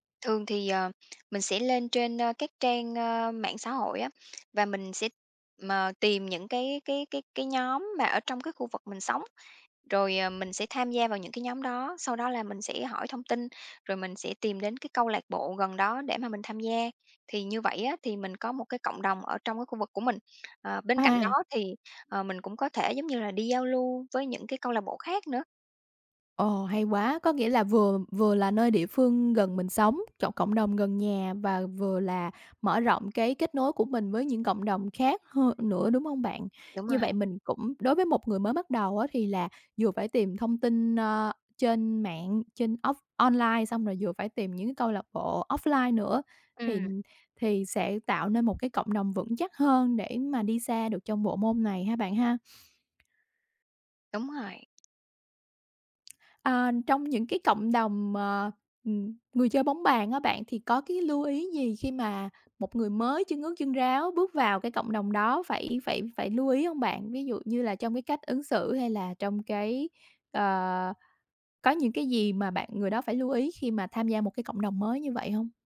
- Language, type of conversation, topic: Vietnamese, podcast, Bạn có mẹo nào dành cho người mới bắt đầu không?
- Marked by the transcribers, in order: other background noise; tapping